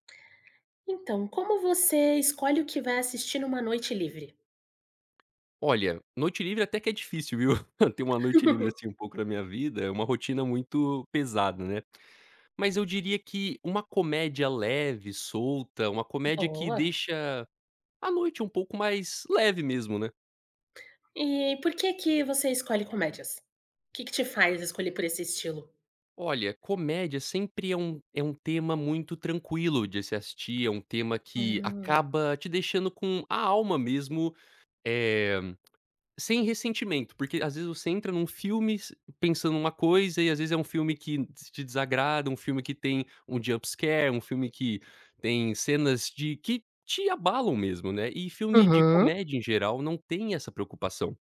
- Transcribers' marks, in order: tapping; chuckle; laugh; other background noise; in English: "jump scare"
- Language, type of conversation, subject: Portuguese, podcast, Como você escolhe o que assistir numa noite livre?